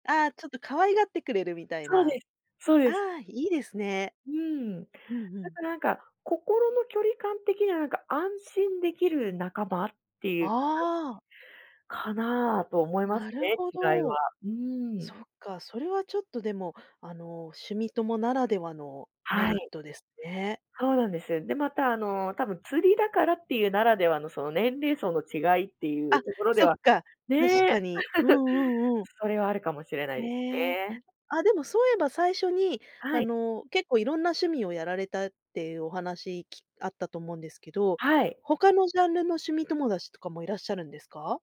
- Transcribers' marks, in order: chuckle
- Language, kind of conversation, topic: Japanese, podcast, 趣味を通じて仲間ができたことはありますか？